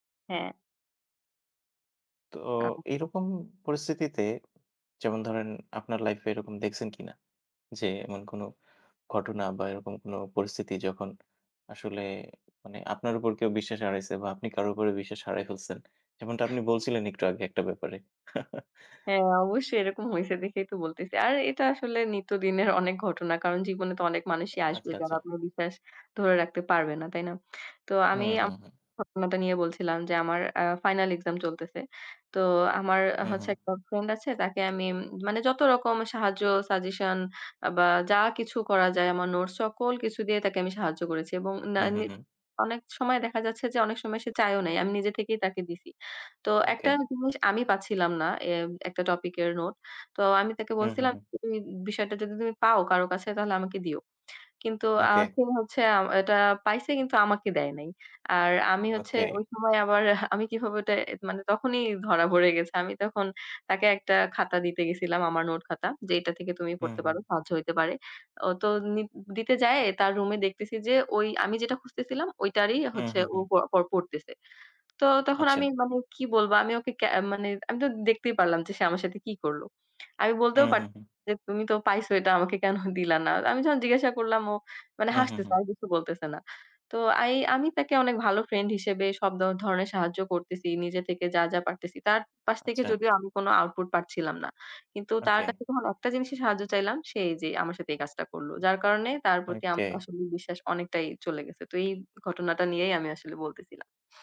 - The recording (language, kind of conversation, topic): Bengali, unstructured, সম্পর্কে বিশ্বাস কেন এত গুরুত্বপূর্ণ বলে তুমি মনে করো?
- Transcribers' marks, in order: other noise; chuckle; chuckle